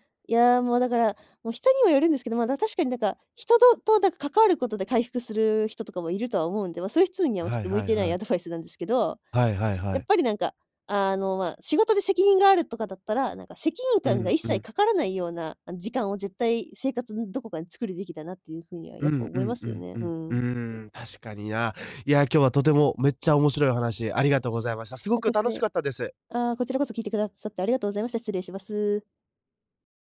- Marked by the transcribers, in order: unintelligible speech
- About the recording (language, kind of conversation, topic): Japanese, podcast, 休日はどのように過ごすのがいちばん好きですか？